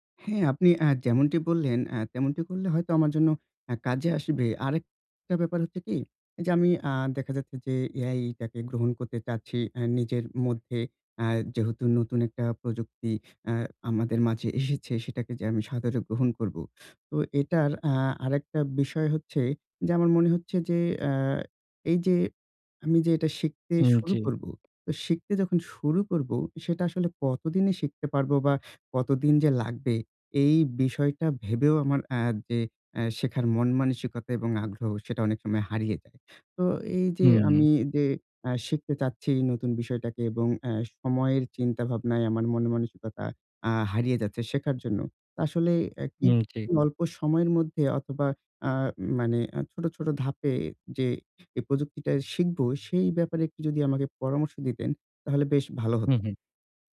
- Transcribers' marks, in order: tapping; other background noise
- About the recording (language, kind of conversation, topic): Bengali, advice, অজানাকে গ্রহণ করে শেখার মানসিকতা কীভাবে গড়ে তুলবেন?